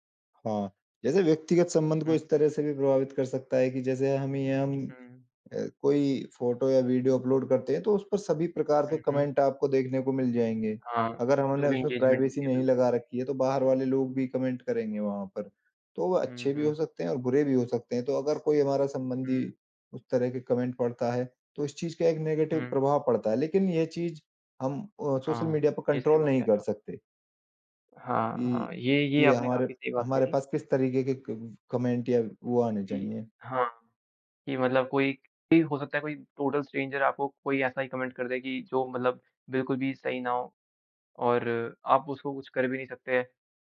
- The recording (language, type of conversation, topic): Hindi, unstructured, सोशल मीडिया के साथ आपका रिश्ता कैसा है?
- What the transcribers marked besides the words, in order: in English: "प्राइवेसी"; in English: "एंगेजमेंट"; in English: "नेगेटिव"; in English: "कंट्रोल"; in English: "क कॉमेंट"; in English: "टोटल स्ट्रेंजर"; in English: "कॉमेंट"